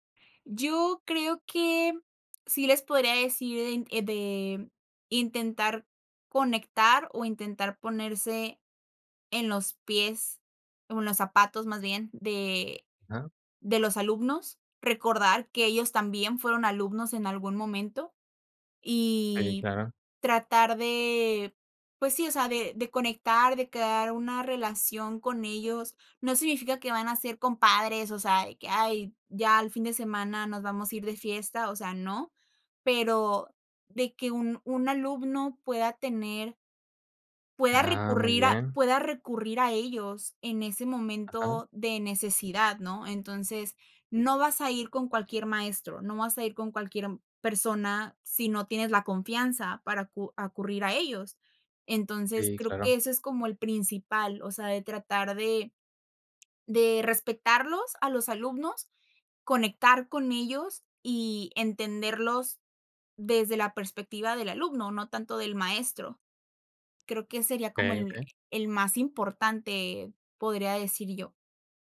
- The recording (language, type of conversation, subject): Spanish, podcast, ¿Qué profesor o profesora te inspiró y por qué?
- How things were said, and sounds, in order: "acudir" said as "acurrir"; tapping